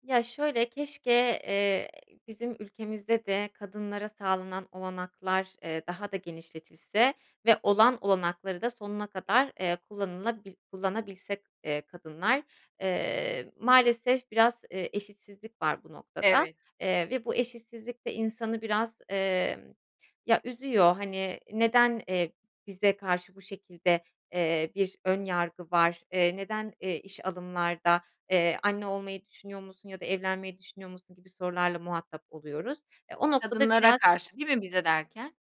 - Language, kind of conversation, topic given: Turkish, podcast, İş ve aile arasında karar verirken dengeyi nasıl kuruyorsun?
- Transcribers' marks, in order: none